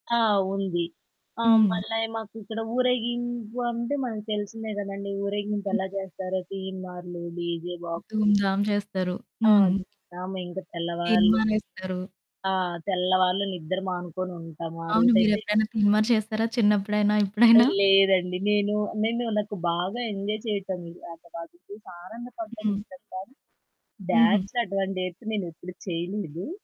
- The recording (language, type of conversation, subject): Telugu, podcast, పల్లెటూరి పండుగల్లో ప్రజలు ఆడే సంప్రదాయ ఆటలు ఏవి?
- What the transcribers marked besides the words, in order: in English: "డీజే"; static; distorted speech; in English: "తీన్‌మా‌ర్"; laughing while speaking: "ఇప్పుడైనా?"; in English: "ఎంజాయ్"; in English: "డాన్స్"